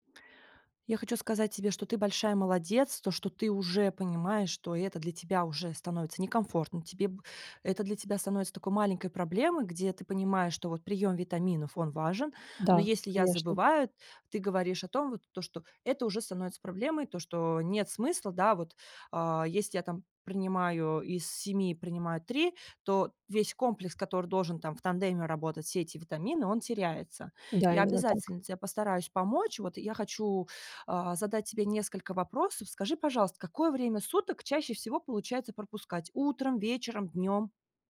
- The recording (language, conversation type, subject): Russian, advice, Как справиться с забывчивостью и нерегулярным приёмом лекарств или витаминов?
- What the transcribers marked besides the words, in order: none